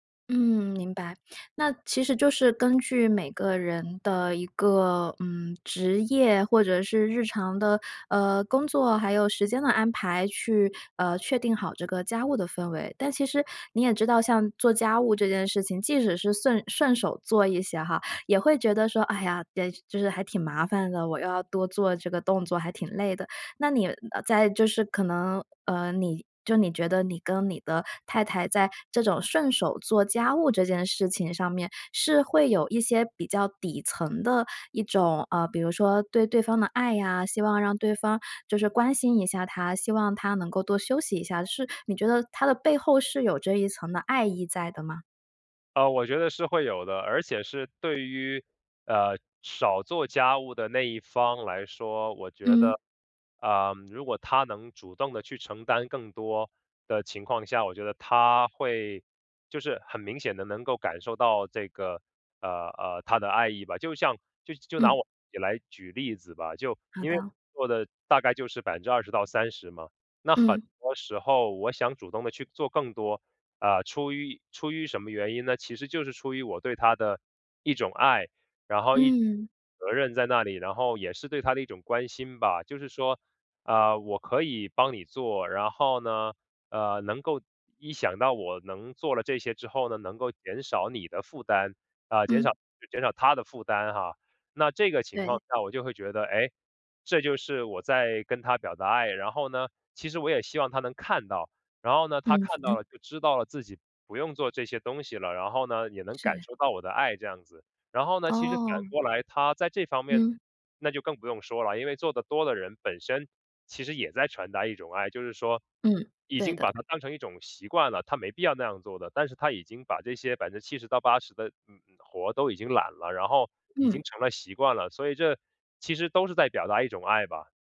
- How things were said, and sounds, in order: "顺" said as "sun"; other background noise; laugh
- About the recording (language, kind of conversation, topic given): Chinese, podcast, 你会把做家务当作表达爱的一种方式吗？